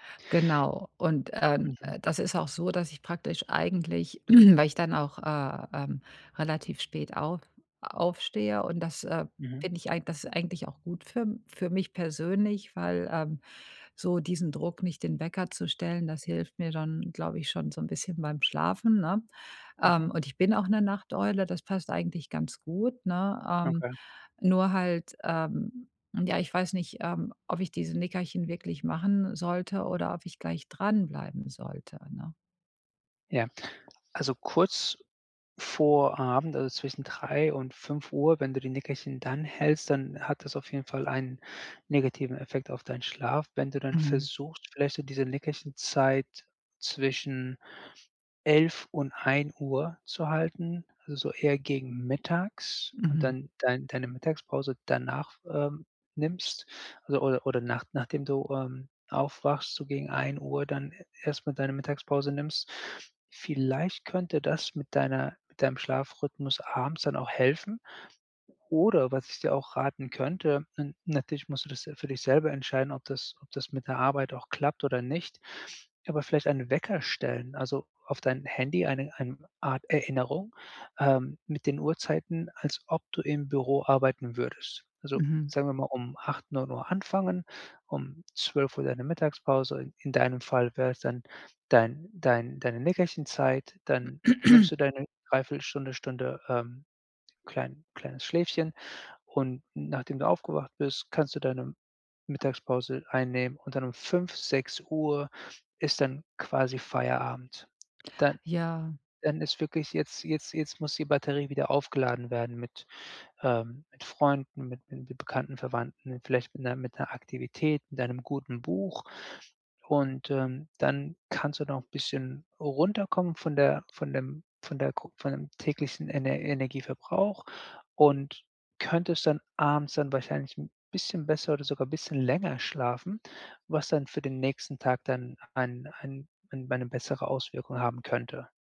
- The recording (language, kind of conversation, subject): German, advice, Wie kann ich Nickerchen nutzen, um wacher zu bleiben?
- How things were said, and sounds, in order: throat clearing; throat clearing